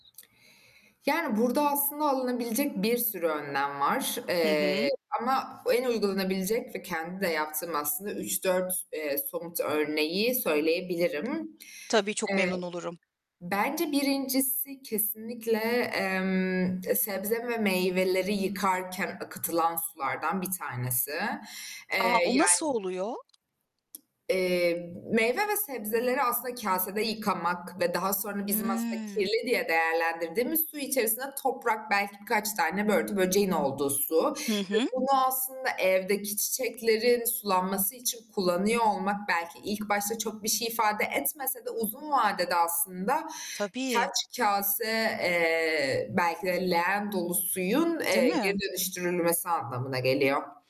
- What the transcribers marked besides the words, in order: other background noise; tapping; distorted speech
- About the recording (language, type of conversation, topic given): Turkish, podcast, Su tasarrufu yapmak için herkesin uygulayabileceği basit adımlar nelerdir?